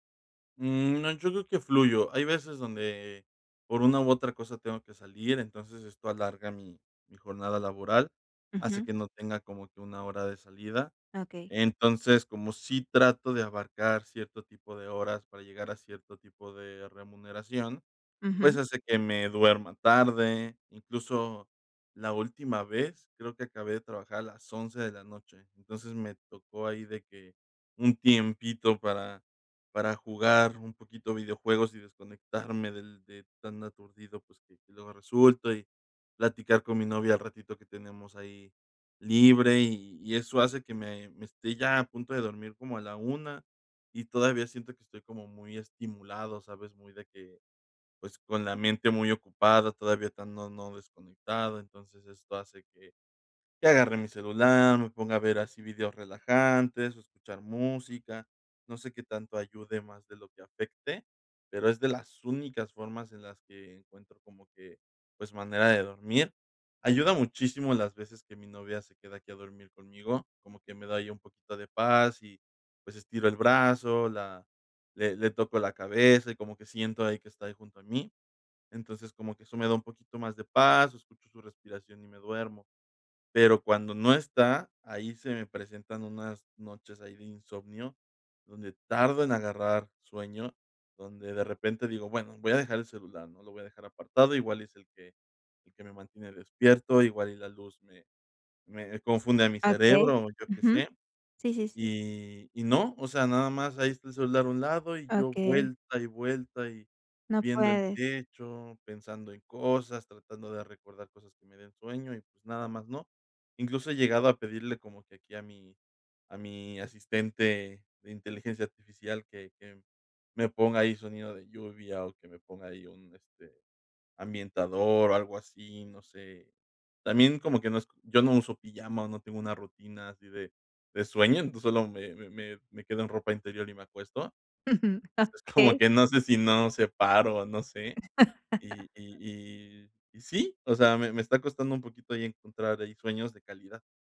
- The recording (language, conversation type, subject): Spanish, advice, ¿Cómo puedo reducir la ansiedad antes de dormir?
- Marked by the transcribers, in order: laughing while speaking: "Okey"; laugh